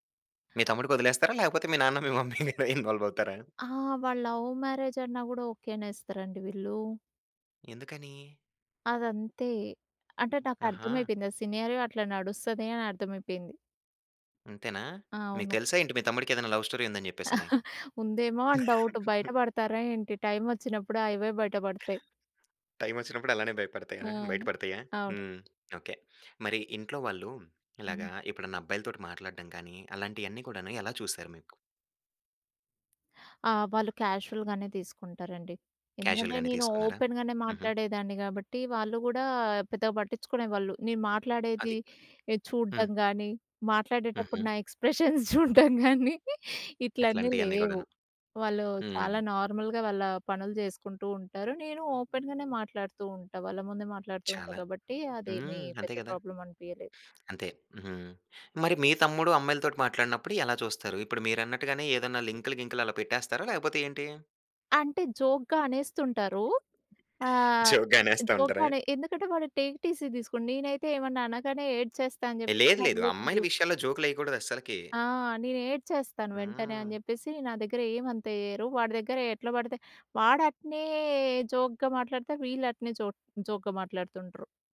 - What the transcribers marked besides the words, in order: laughing while speaking: "మీ మమ్మీ ఇందులో ఇన్‌వాల్వవుతారా?"; in English: "లవ్"; in English: "సినారియో"; in English: "లవ్ స్టోరీ"; chuckle; in English: "క్యాజువల్‍"; in English: "కాజువల్"; in English: "ఓపెన్‍"; laughing while speaking: "ఎక్స్‌ప్రెషన్స్ చూడ్డం కానీ ఇట్లన్నీ లేవు"; in English: "నార్మల్‍గా"; in English: "ఓపెన్‍"; in English: "ప్రాబ్లమ్"; in English: "జోక్‌గా"; giggle; in English: "జోక్‌గా"; in English: "టేక్ ఇట్ ఈజీగా"; unintelligible speech; drawn out: "అట్నే"; in English: "జోక్‌గా"; in English: "జో జోక్‌గా"
- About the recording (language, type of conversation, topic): Telugu, podcast, అమ్మాయిలు, అబ్బాయిల పాత్రలపై వివిధ తరాల అభిప్రాయాలు ఎంతవరకు మారాయి?